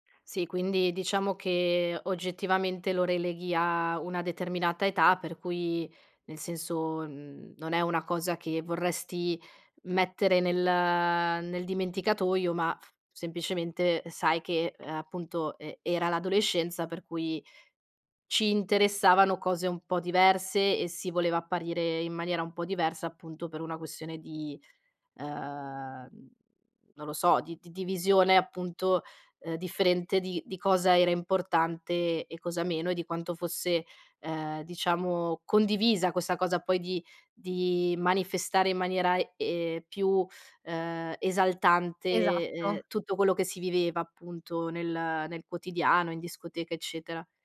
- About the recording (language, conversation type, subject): Italian, podcast, Cosa fai per proteggere la tua reputazione digitale?
- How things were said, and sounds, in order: other background noise